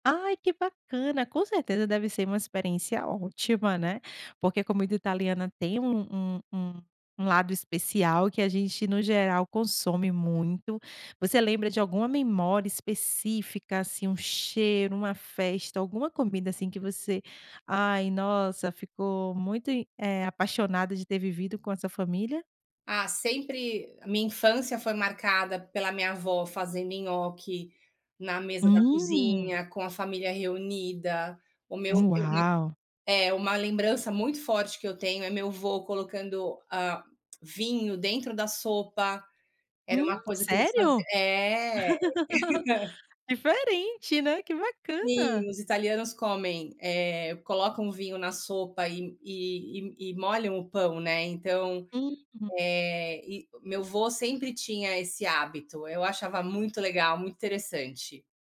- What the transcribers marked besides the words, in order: unintelligible speech; tapping; laugh
- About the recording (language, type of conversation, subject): Portuguese, podcast, Quais comidas da sua cultura te conectam às suas raízes?